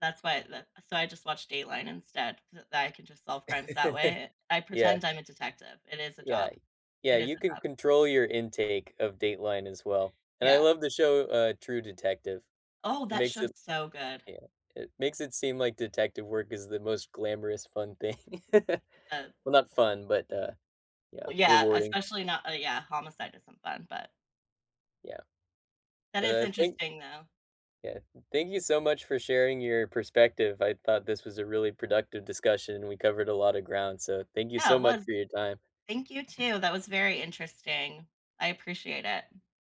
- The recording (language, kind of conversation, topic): English, unstructured, Beyond the paycheck, how do you decide what makes a job worth the money for you?
- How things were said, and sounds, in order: other background noise; laugh; laugh